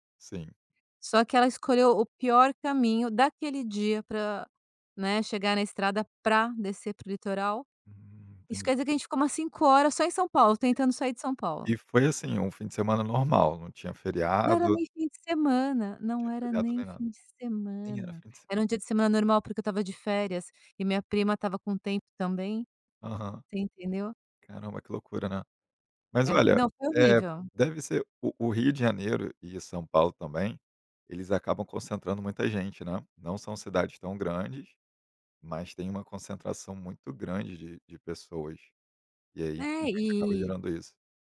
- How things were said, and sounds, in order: other background noise
- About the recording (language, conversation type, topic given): Portuguese, podcast, Me conta uma experiência na natureza que mudou sua visão do mundo?